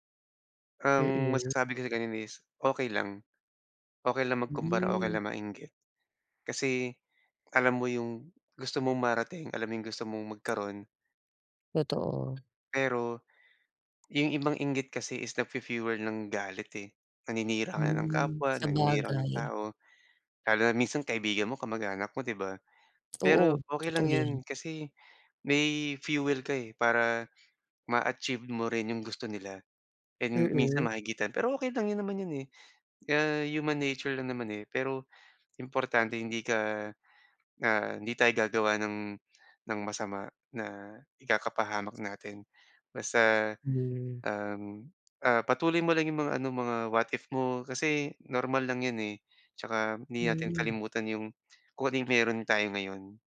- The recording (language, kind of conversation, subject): Filipino, advice, Paano ko matatanggap ang mga pangarap at inaasahang hindi natupad sa buhay?
- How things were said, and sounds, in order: other background noise; tapping